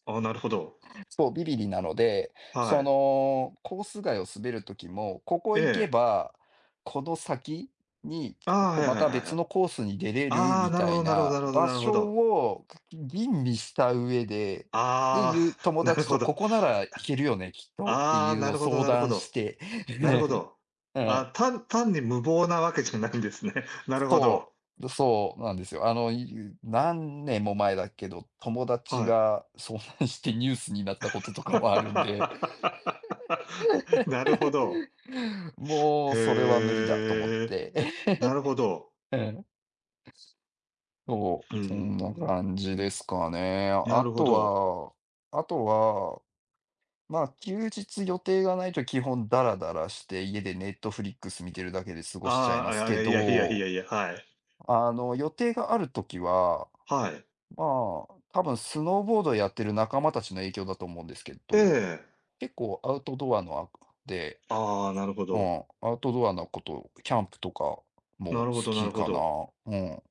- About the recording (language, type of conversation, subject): Japanese, unstructured, 趣味を通じて感じる楽しさはどのようなものですか？
- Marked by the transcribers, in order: chuckle; laughing while speaking: "友達が遭難してニュースになったこととかもあるんで"; laugh; chuckle; chuckle; tapping